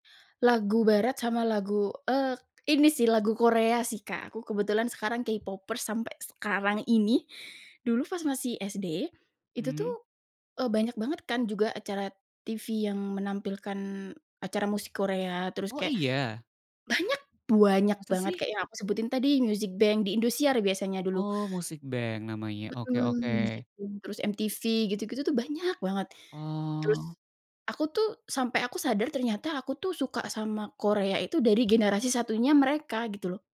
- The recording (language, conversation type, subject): Indonesian, podcast, Lagu apa yang pertama kali membuat kamu merasa benar-benar terhubung dengan musik?
- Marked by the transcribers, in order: other background noise; "banyak" said as "buanyak"